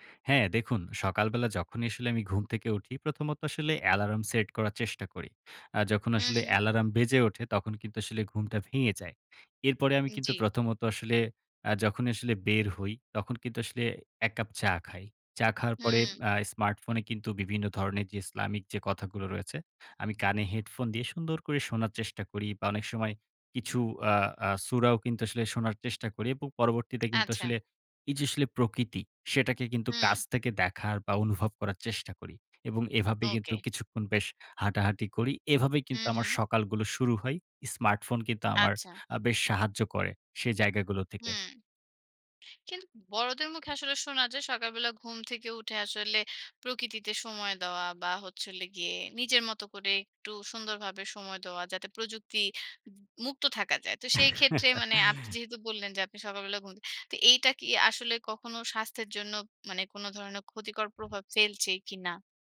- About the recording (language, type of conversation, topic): Bengali, podcast, তোমার ফোন জীবনকে কীভাবে বদলে দিয়েছে বলো তো?
- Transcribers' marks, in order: "অ্যালার্ম" said as "অ্যালারাম"; "অ্যালার্ম" said as "অ্যালারাম"; tapping; laugh